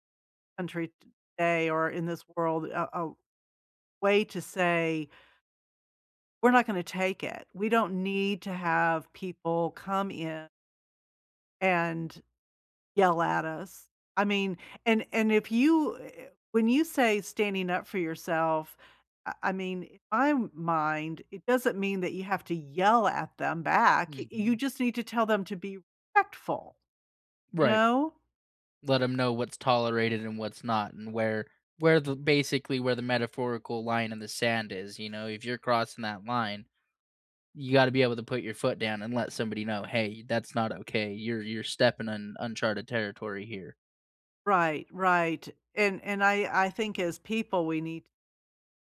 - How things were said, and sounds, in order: none
- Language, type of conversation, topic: English, unstructured, What is the best way to stand up for yourself?
- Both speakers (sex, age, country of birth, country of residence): female, 65-69, United States, United States; male, 25-29, United States, United States